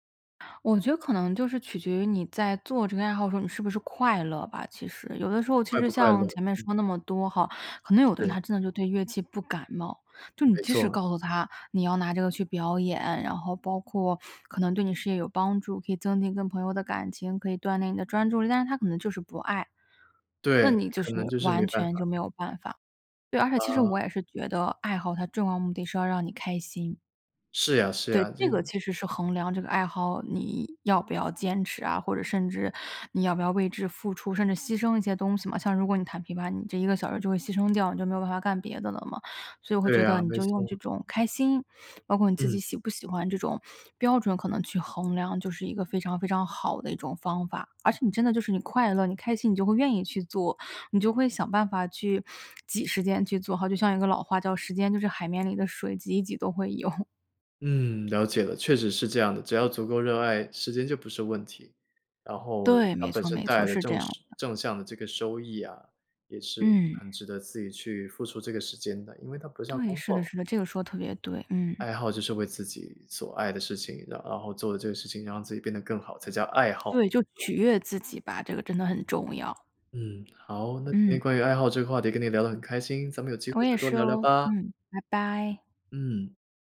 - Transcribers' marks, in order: other background noise; sniff; laughing while speaking: "有"; tapping
- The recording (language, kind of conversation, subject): Chinese, podcast, 你平常有哪些能让你开心的小爱好？